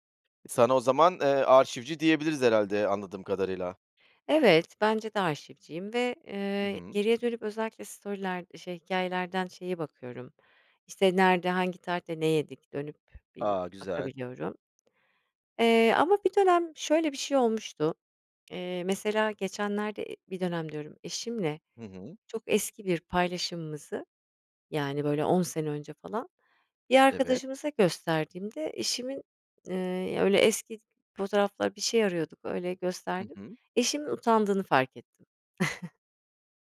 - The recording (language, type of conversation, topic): Turkish, podcast, Eski gönderileri silmeli miyiz yoksa saklamalı mıyız?
- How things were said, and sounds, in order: in English: "story'ler"; tapping; chuckle